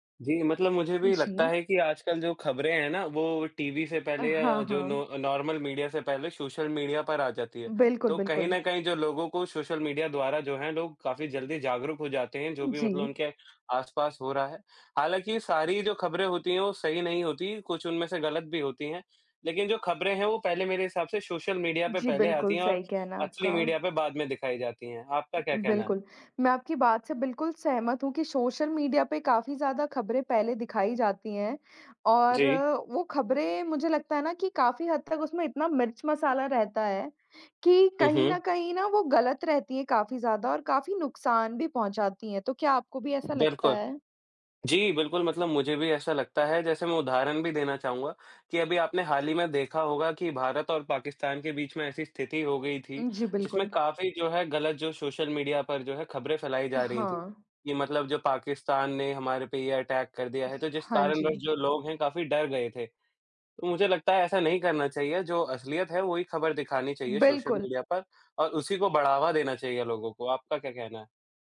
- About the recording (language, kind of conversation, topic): Hindi, unstructured, क्या आपको लगता है कि सोशल मीडिया खबरों को समझने में मदद करता है या नुकसान पहुँचाता है?
- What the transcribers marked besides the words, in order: in English: "नॉर्मल मीडिया"; in English: "मीडिया"; other background noise; in English: "अटैक"